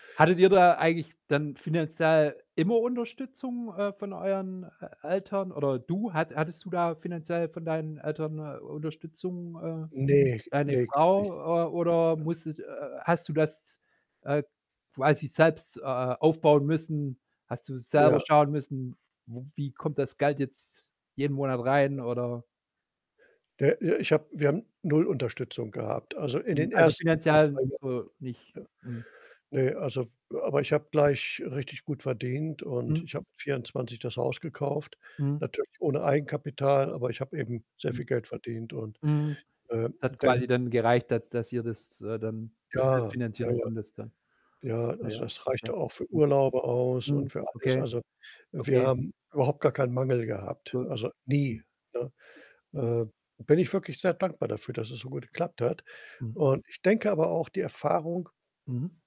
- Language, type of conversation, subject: German, podcast, Gab es in deinem Leben eine Erfahrung, die deine Sicht auf vieles verändert hat?
- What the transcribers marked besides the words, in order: static; distorted speech; other background noise